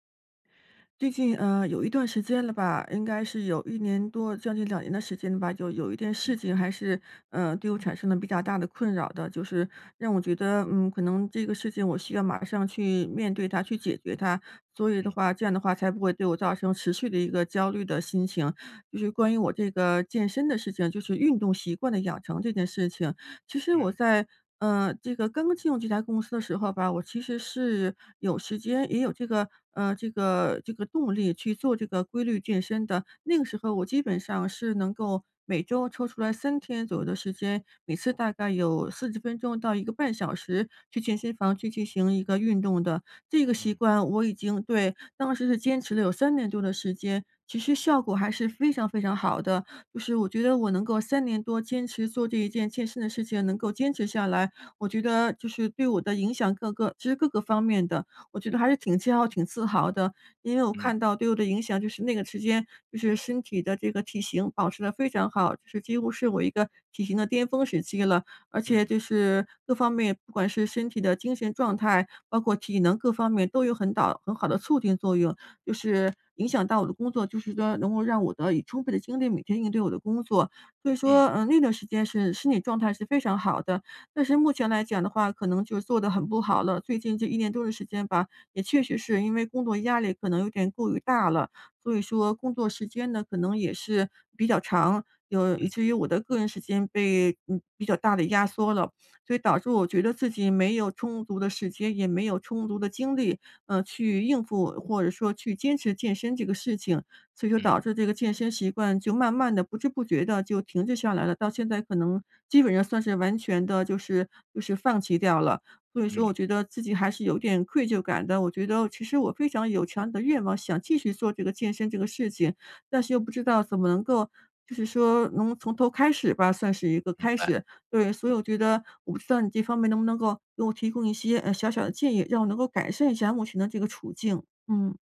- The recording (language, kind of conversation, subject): Chinese, advice, 我每天久坐、运动量不够，应该怎么开始改变？
- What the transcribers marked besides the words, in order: unintelligible speech